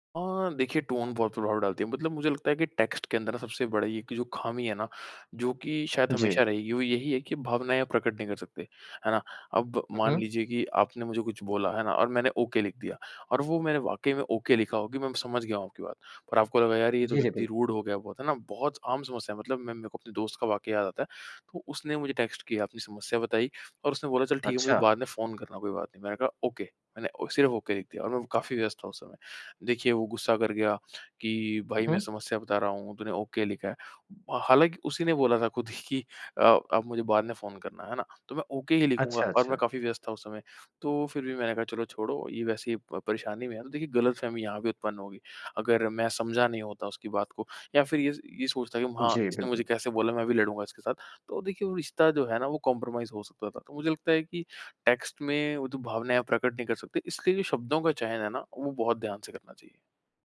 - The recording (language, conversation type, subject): Hindi, podcast, टेक्स्ट संदेशों में गलतफहमियाँ कैसे कम की जा सकती हैं?
- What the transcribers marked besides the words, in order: in English: "टोन"; in English: "टेक्स्ट"; in English: "ओके"; in English: "ओके"; in English: "रूड"; in English: "टेक्स्ट"; in English: "ओके"; in English: "ओके"; in English: "ओके"; laughing while speaking: "खुद ही"; in English: "ओके"; in English: "कंप्रोमाइज़"; in English: "टेक्स्ट"